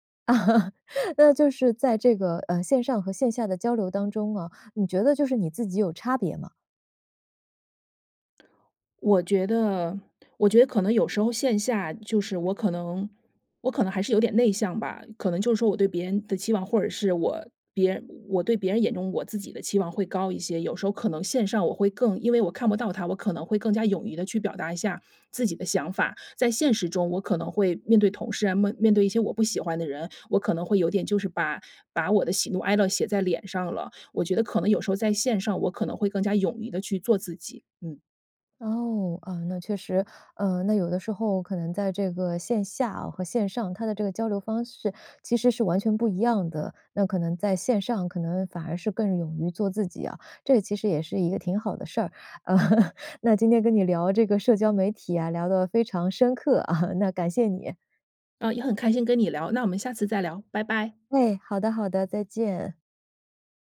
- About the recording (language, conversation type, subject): Chinese, podcast, 你觉得社交媒体让人更孤独还是更亲近？
- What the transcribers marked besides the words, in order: laugh; laughing while speaking: "呃"; laugh; laughing while speaking: "啊"